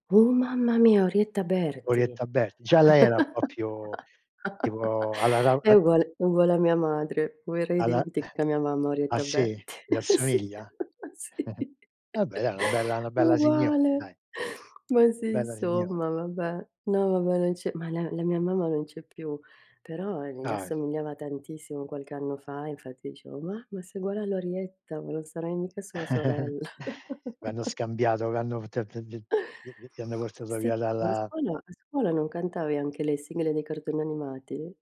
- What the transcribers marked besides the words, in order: chuckle; chuckle; laughing while speaking: "Sì, sì"; chuckle; other background noise; chuckle
- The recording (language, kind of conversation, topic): Italian, unstructured, Quale canzone ti riporta subito ai tempi della scuola?